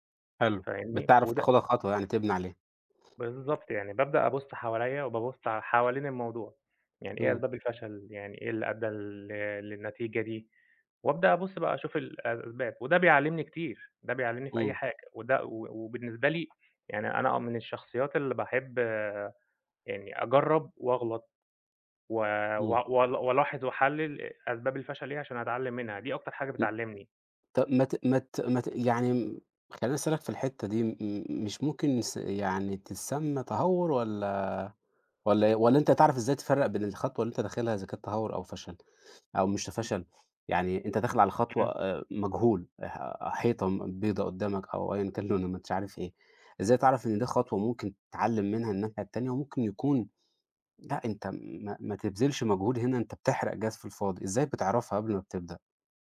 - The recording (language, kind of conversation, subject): Arabic, podcast, إزاي بتتعامل مع الفشل لما بيحصل؟
- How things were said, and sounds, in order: other background noise; tapping